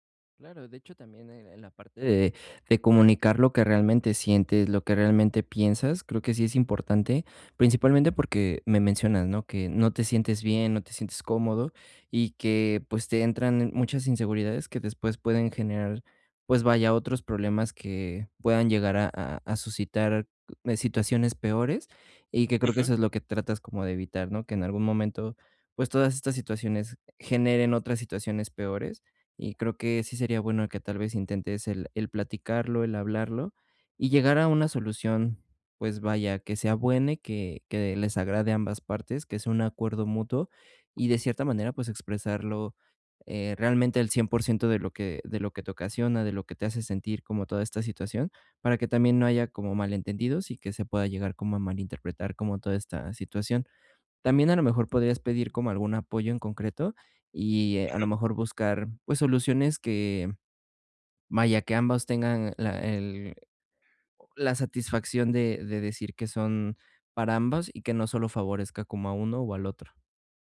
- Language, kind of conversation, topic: Spanish, advice, ¿Cómo puedo expresar mis inseguridades sin generar más conflicto?
- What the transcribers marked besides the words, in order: none